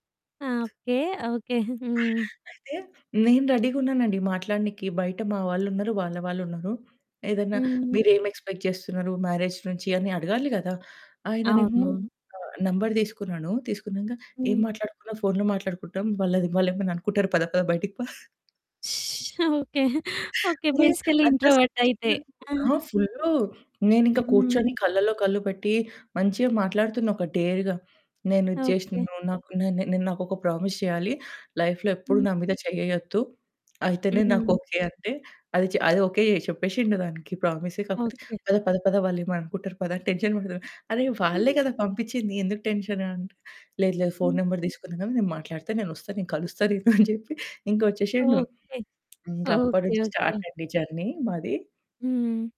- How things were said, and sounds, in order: other background noise; in English: "ఎక్స్పెక్ట్"; in English: "మ్యారేజ్"; giggle; shush; chuckle; in English: "బేసికల్లీ ఇంట్రోవర్ట్"; distorted speech; in English: "డేర్‌గా"; in English: "ప్రామిస్"; in English: "లైఫ్‌లో"; in English: "టెన్షన్"; giggle; in English: "టెన్షన్"; in English: "ఫోన్ నంబర్"; giggle; in English: "స్టార్ట్"; in English: "జర్నీ"
- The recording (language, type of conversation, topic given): Telugu, podcast, జీవిత భాగస్వామి ఎంపికలో కుటుంబం ఎంతవరకు భాగస్వామ్యం కావాలని మీరు భావిస్తారు?